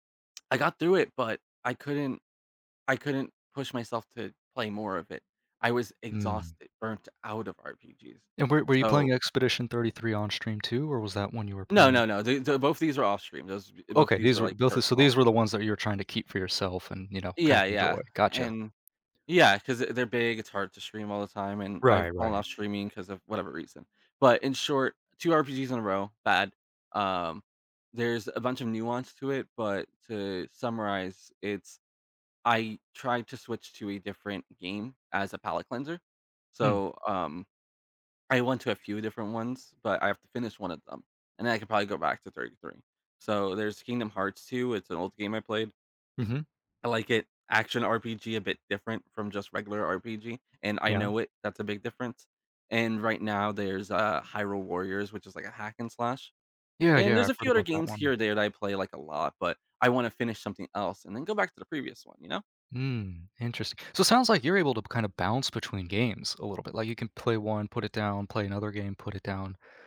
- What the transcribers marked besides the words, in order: none
- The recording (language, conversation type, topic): English, unstructured, How do you decide which hobby projects to finish and which ones to abandon?